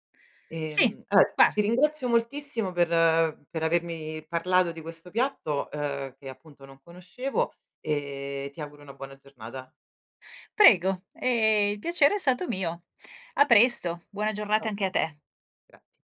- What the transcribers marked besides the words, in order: "guarda" said as "guara"
- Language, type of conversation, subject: Italian, podcast, Qual è un’esperienza culinaria condivisa che ti ha colpito?